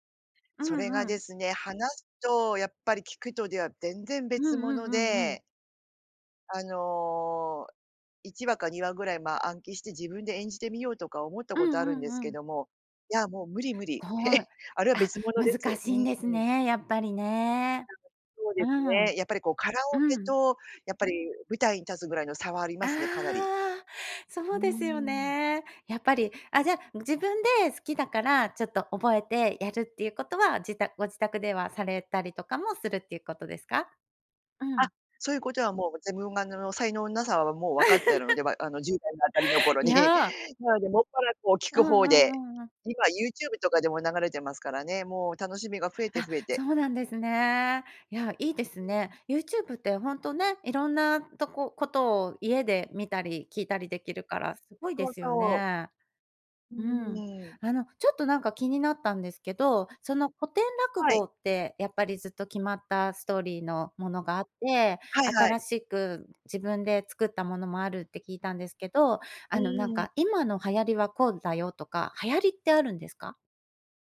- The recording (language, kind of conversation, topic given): Japanese, podcast, 初めて心を動かされた曲は何ですか？
- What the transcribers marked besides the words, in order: laugh; "自分" said as "ぜぶん"; laugh